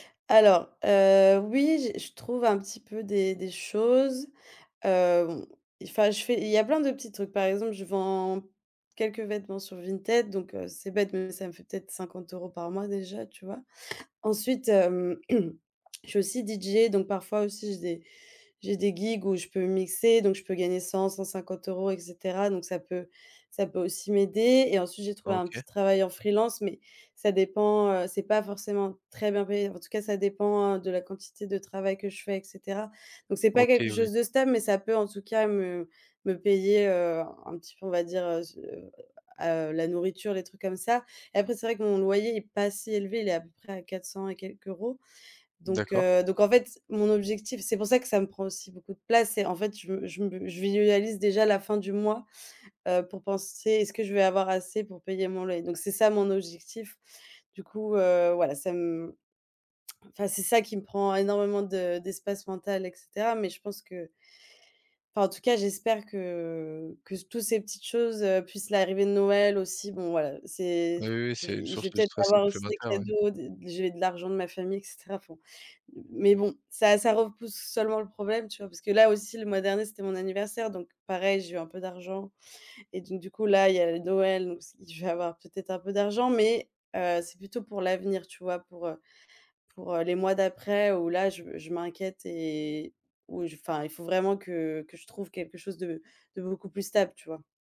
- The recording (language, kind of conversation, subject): French, advice, Comment décririez-vous votre inquiétude persistante concernant l’avenir ou vos finances ?
- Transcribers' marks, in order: throat clearing